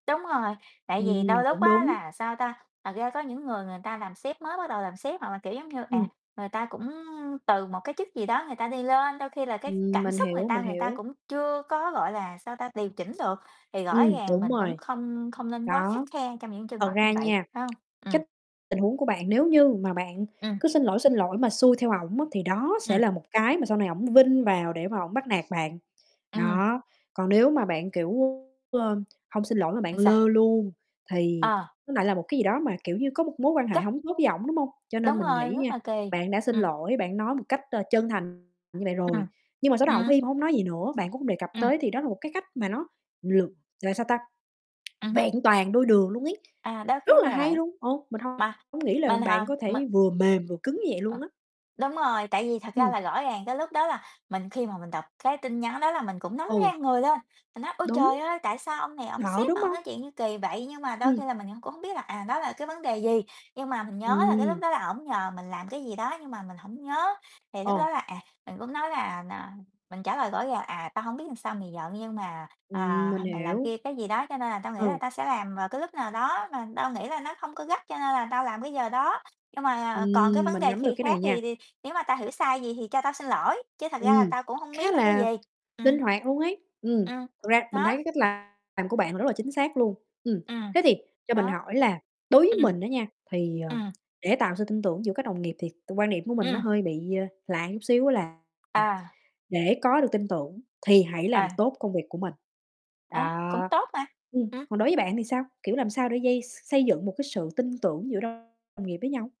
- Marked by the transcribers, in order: tapping; other background noise; distorted speech; other noise; "gì" said as "khì"
- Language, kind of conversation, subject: Vietnamese, unstructured, Bạn làm thế nào để xây dựng mối quan hệ tốt với đồng nghiệp?